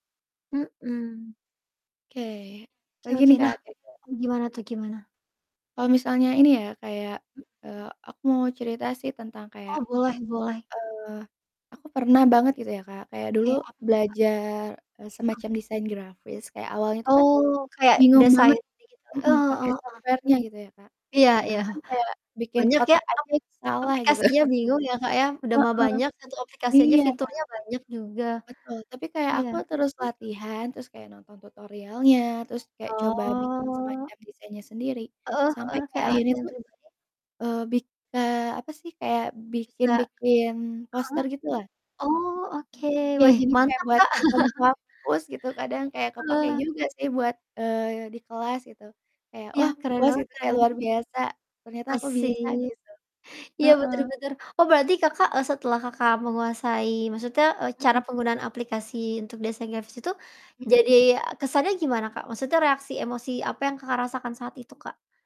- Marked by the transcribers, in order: distorted speech; static; other background noise; in English: "software-nya"; laughing while speaking: "iya"; tapping; chuckle; drawn out: "Oh"; unintelligible speech; chuckle; in English: "event"
- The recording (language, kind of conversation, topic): Indonesian, unstructured, Bagaimana proses belajar bisa membuat kamu merasa lebih percaya diri?